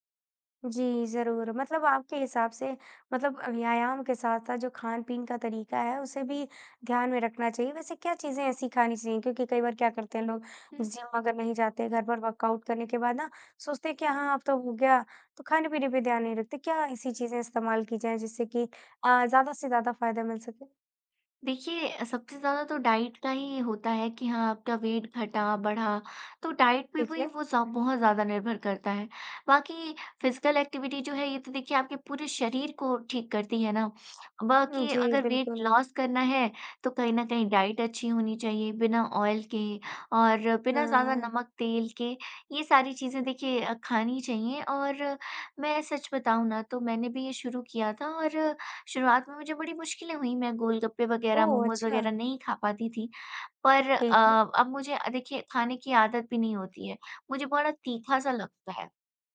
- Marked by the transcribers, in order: in English: "वर्कआउट"; in English: "डाइट"; in English: "वेट"; in English: "डाइट"; in English: "फ़िज़िकल एक्टिविटी"; in English: "वेट लॉस"; in English: "डाइट"; in English: "ऑयल"
- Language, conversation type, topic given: Hindi, podcast, जिम नहीं जा पाएं तो घर पर व्यायाम कैसे करें?